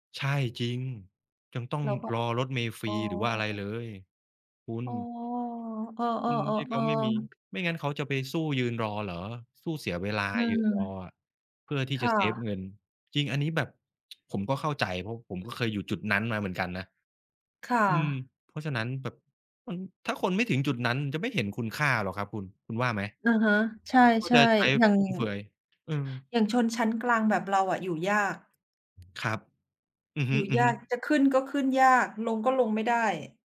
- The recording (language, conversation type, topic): Thai, unstructured, คุณคิดว่าเงินสำคัญแค่ไหนในชีวิตประจำวัน?
- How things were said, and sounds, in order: other background noise; tapping